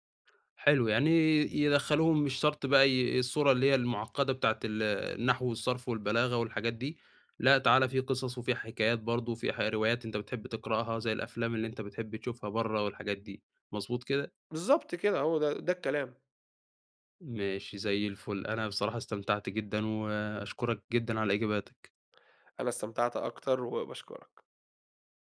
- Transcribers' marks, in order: none
- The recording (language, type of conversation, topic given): Arabic, podcast, إيه دور لغتك الأم في إنك تفضل محافظ على هويتك؟